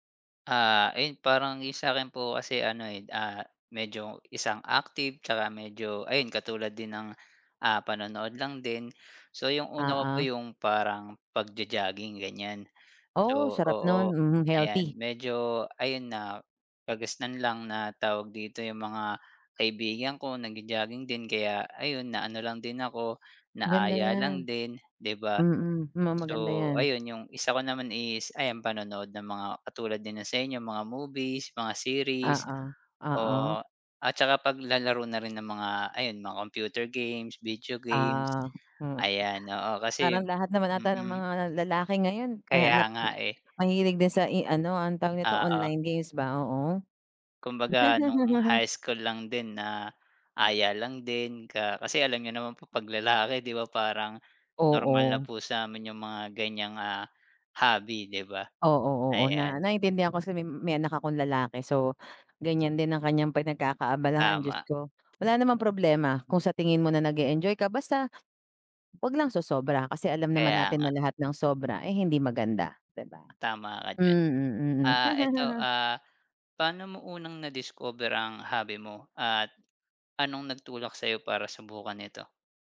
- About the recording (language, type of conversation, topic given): Filipino, unstructured, Ano ang paborito mong libangan?
- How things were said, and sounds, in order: tapping; other background noise; background speech; chuckle; chuckle